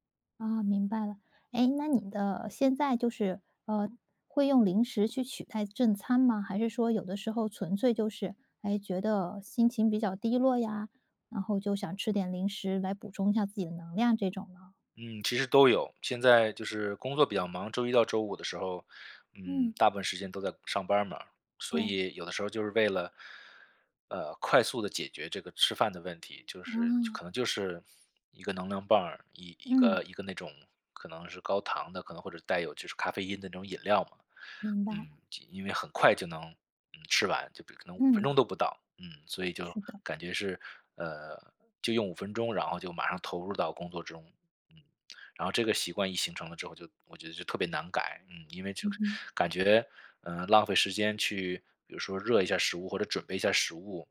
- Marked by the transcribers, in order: none
- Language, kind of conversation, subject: Chinese, advice, 如何控制零食冲动